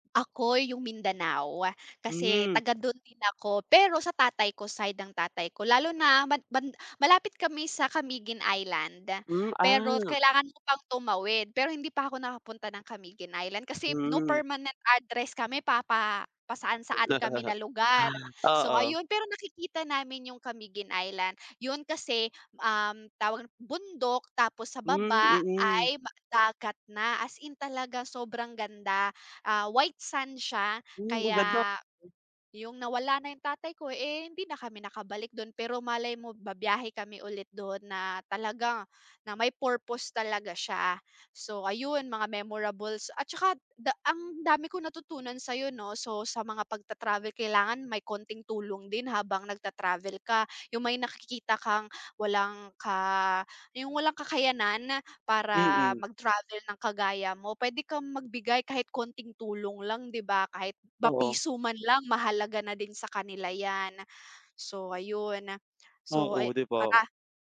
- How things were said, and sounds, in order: other background noise; laugh; tapping
- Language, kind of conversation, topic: Filipino, unstructured, Ano ang mga kuwentong gusto mong ibahagi tungkol sa iyong mga paglalakbay?